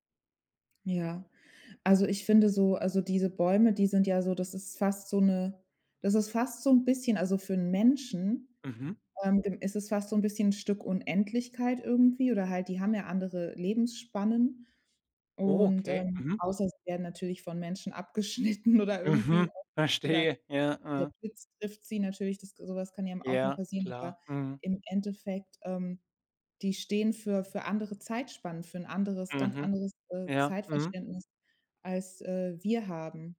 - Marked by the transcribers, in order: laughing while speaking: "abgeschnitten"; unintelligible speech
- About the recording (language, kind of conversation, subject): German, podcast, Was bedeutet ein alter Baum für dich?